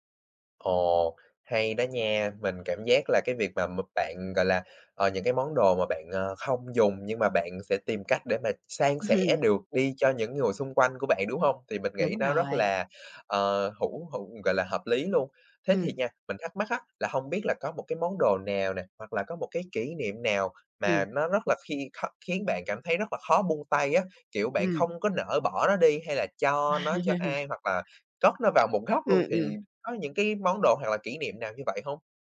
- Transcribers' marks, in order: tapping; chuckle; other background noise; chuckle
- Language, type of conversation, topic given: Vietnamese, podcast, Bạn xử lý đồ kỷ niệm như thế nào khi muốn sống tối giản?